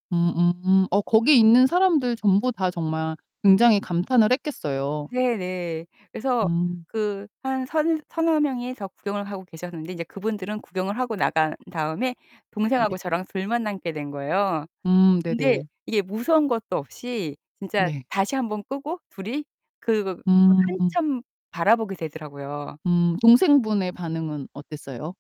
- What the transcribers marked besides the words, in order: tapping; distorted speech
- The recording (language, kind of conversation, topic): Korean, podcast, 여행 중에 우연히 발견한 숨은 장소에 대해 이야기해 주실 수 있나요?